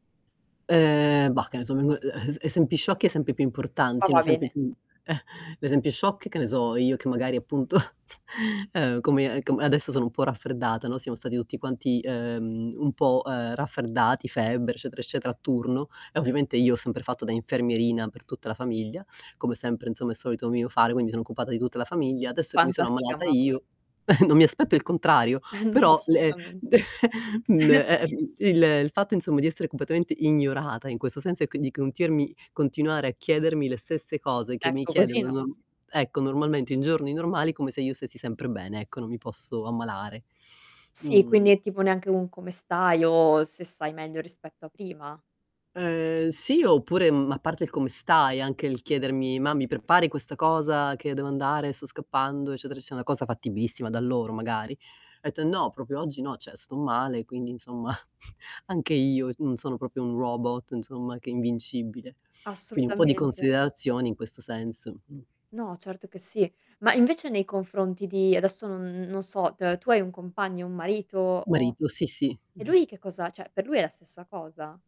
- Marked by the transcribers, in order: static; tapping; distorted speech; chuckle; chuckle; "eccetera" said as "escetera"; "eccetera" said as "escatera"; "insomma" said as "inzomma"; chuckle; "completamente" said as "competamente"; other background noise; "eccetera" said as "eccenda"; "proprio" said as "propio"; "cioè" said as "ceh"; "insomma" said as "inzomma"; chuckle; "proprio" said as "propio"; "insomma" said as "inzomma"; chuckle; "cioè" said as "ceh"
- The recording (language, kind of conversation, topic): Italian, advice, Come posso stabilire confini chiari con la mia famiglia e i miei amici?